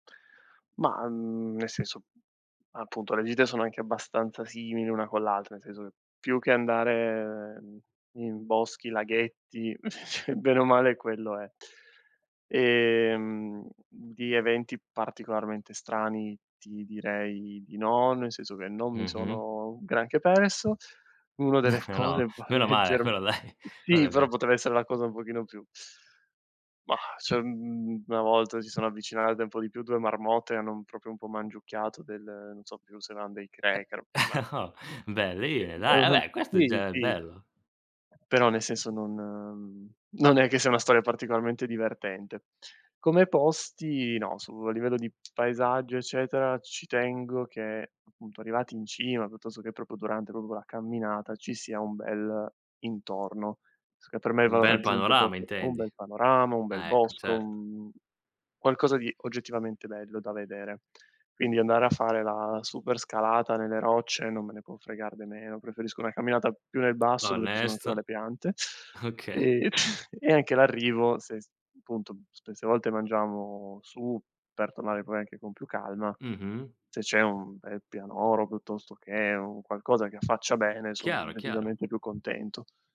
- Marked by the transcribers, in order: other background noise; chuckle; laughing while speaking: "No"; laughing while speaking: "dai"; "cioè" said as "ceh"; laughing while speaking: "Eh no"; tapping; "proprio" said as "propo"; "proprio" said as "propo"; chuckle
- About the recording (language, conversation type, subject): Italian, podcast, Com'è nata la tua passione per questo hobby?